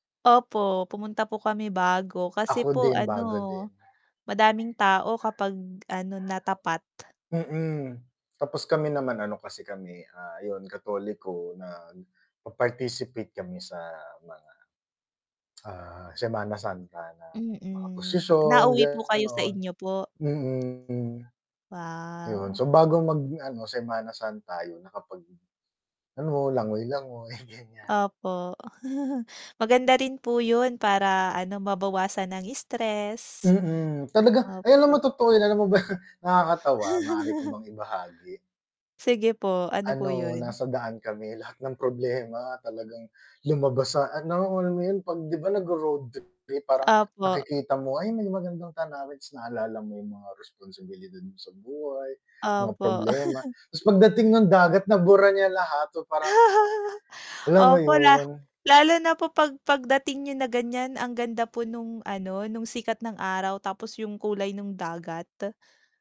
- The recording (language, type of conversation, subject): Filipino, unstructured, Paano ka nagsimula sa paborito mong libangan?
- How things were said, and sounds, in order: static; dog barking; tongue click; "prosisyon" said as "posisyon"; distorted speech; tapping; laughing while speaking: "ganyan"; chuckle; other background noise; laughing while speaking: "ba?"; chuckle; chuckle; chuckle